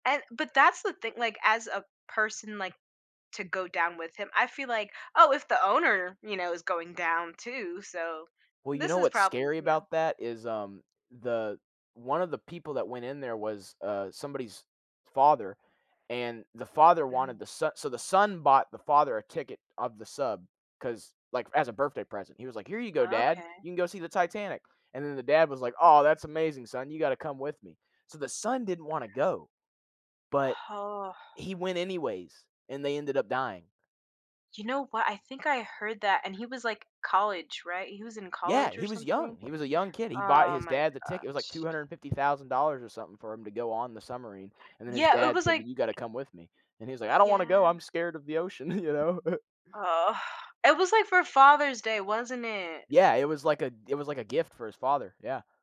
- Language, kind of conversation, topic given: English, unstructured, How do you decide between relaxing by the water or exploring nature in the mountains?
- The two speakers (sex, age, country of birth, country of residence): female, 30-34, United States, United States; male, 20-24, United States, United States
- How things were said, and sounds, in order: other background noise; sad: "Oh"; tapping; laughing while speaking: "you know"; disgusted: "Ugh"; chuckle